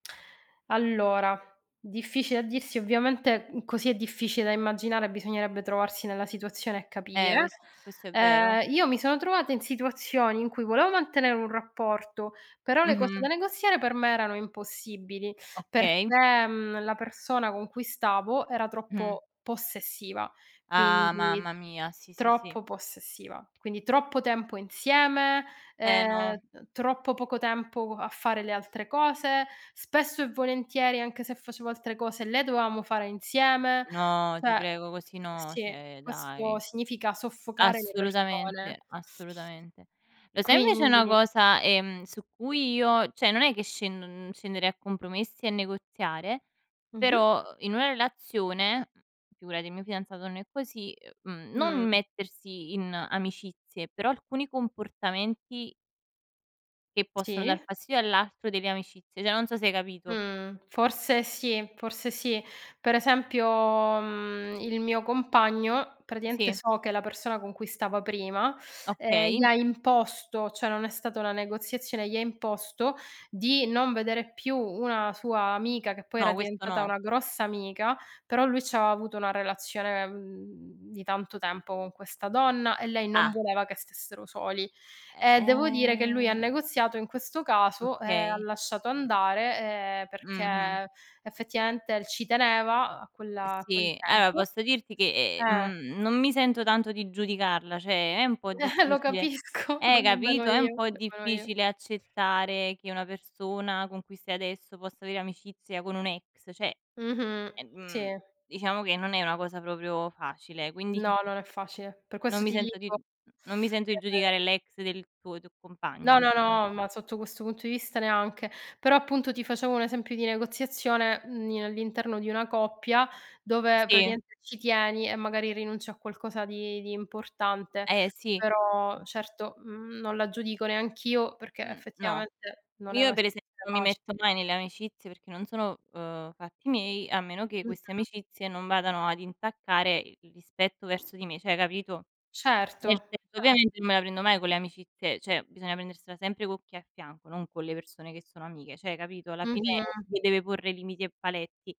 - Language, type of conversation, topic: Italian, unstructured, Qual è la cosa più difficile da negoziare, secondo te?
- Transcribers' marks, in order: "difficile" said as "diffici"; "Cioè" said as "ceh"; "cioè" said as "ceh"; "cioè" said as "ceh"; "cioè" said as "ceh"; "cioè" said as "ceh"; drawn out: "ehm"; tapping; "allora" said as "aloa"; other background noise; "cioè" said as "ceh"; chuckle; laughing while speaking: "Lo capisco"; "cioè" said as "ceh"; chuckle; unintelligible speech; "cioè" said as "ceh"; "cioè" said as "ceh"; "cioè" said as "ceh"